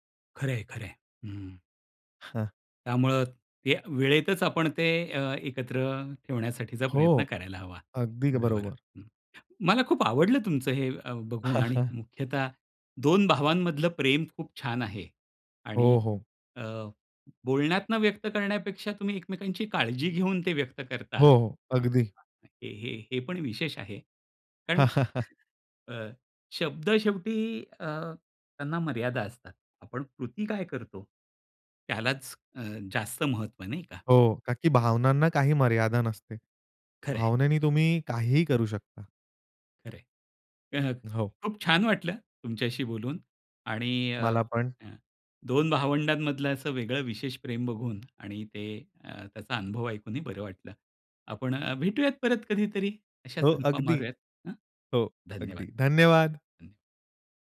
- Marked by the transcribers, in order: chuckle; chuckle; other background noise; tapping
- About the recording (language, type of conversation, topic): Marathi, podcast, भावंडांशी दूरावा झाला असेल, तर पुन्हा नातं कसं जुळवता?